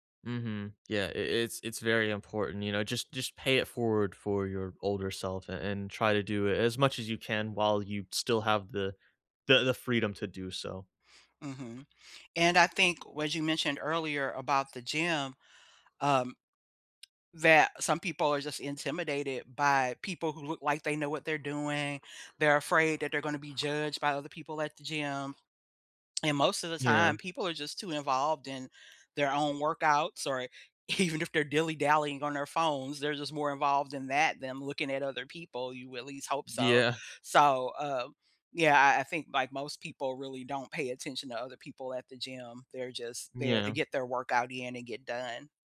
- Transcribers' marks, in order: laughing while speaking: "even"; laughing while speaking: "Yeah"
- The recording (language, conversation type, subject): English, unstructured, How can I start exercising when I know it's good for me?